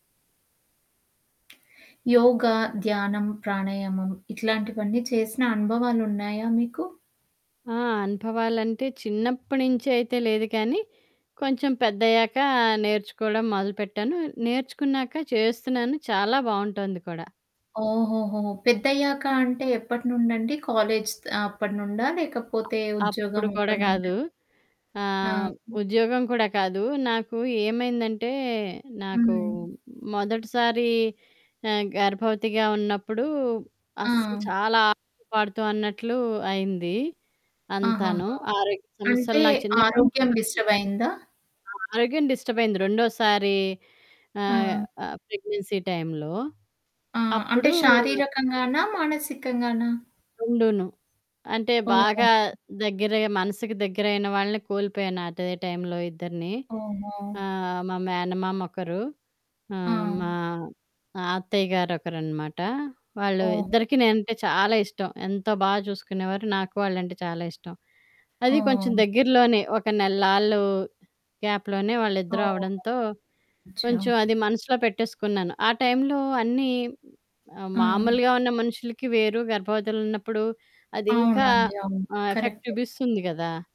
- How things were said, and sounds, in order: other background noise; static; in English: "డిస్టర్బ్"; in English: "ప్రెగ్నెన్సీ టైమ్‌లో"; in English: "గ్యాప్‌లోనే"; in Hindi: "అచ్చా!"; in English: "ఎఫెక్ట్"
- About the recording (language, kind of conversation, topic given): Telugu, podcast, మీరు తొలిసారిగా యోగం లేదా ధ్యానం చేసినప్పుడు మీకు ఎలా అనిపించింది?